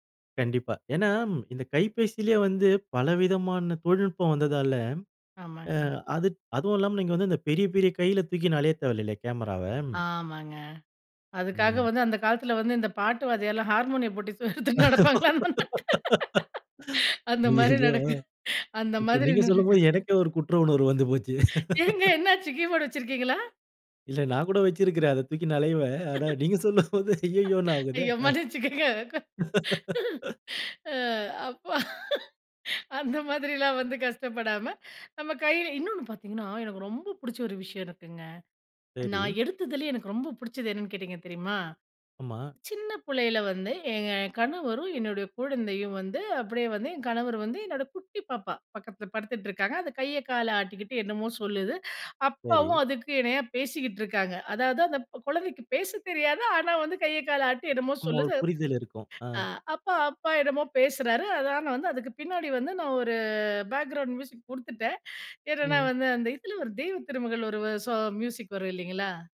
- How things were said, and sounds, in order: laugh; laughing while speaking: "பொட்டி எடுத்துட்டு நடப்பாங்கள்ல அந்த மாரி நடக்குது அந்த மாரி நடக்குது"; other noise; laugh; laugh; laughing while speaking: "சொல்லும்போது"; chuckle; laughing while speaking: "மன்னிச்சுக்கங்க"; laugh; chuckle; laugh; in English: "பேக்கிரவுண்ட் மியூசிக்"
- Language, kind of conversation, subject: Tamil, podcast, புகைப்படம் எடுக்கும்போது நீங்கள் எதை முதலில் கவனிக்கிறீர்கள்?